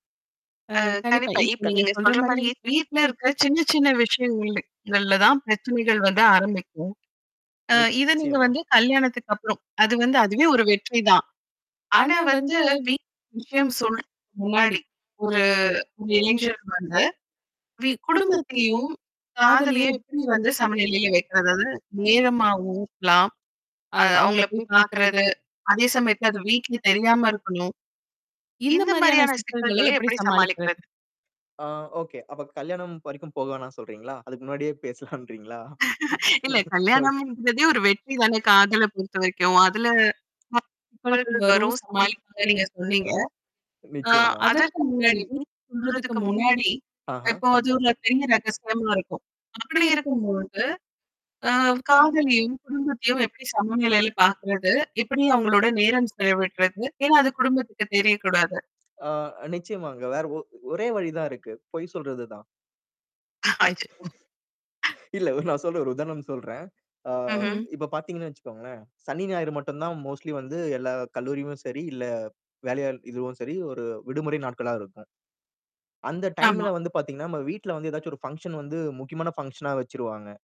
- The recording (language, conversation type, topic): Tamil, podcast, குடும்பப் பொறுப்புகளையும் காதல் வாழ்க்கையையும் எப்படி சமநிலைப்படுத்தி நடத்துவது?
- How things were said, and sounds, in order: other noise; static; tapping; distorted speech; other background noise; chuckle; laugh; laughing while speaking: "இல்ல கல்யாணம்ன்றதே ஒரு வெற்றி தானே"; mechanical hum; unintelligible speech; laugh; in English: "மோஸ்ட்லி"; in English: "ஃபங்ஷன்"